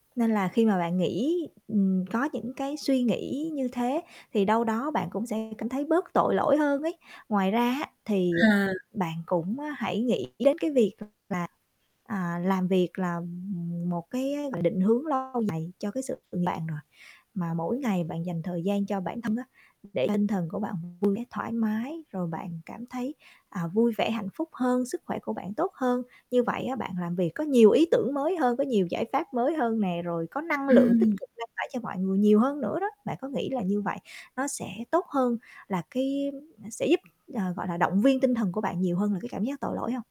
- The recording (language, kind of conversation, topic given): Vietnamese, advice, Vì sao bạn cảm thấy tội lỗi khi nghỉ giải lao giữa lúc đang làm việc cần tập trung?
- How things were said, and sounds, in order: other background noise; distorted speech; tapping